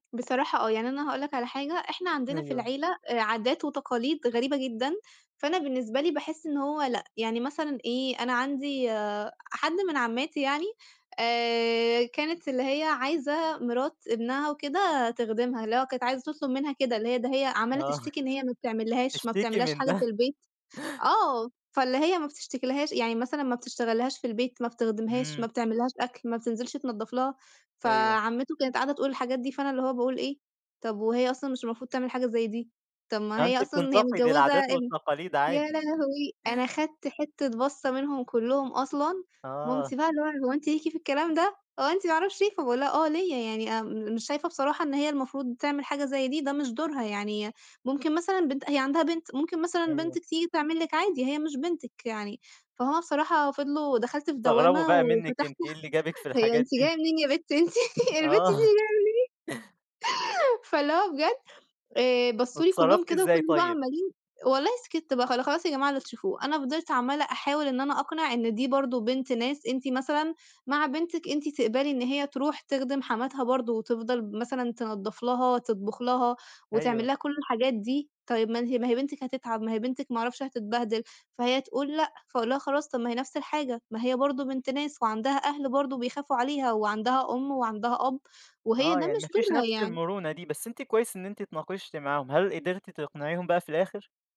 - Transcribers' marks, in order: chuckle; chuckle; laugh; laughing while speaking: "البنت دي جاية منين"; chuckle
- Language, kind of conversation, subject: Arabic, podcast, إزاي تدي نقد بنّاء من غير ما تجرح حد؟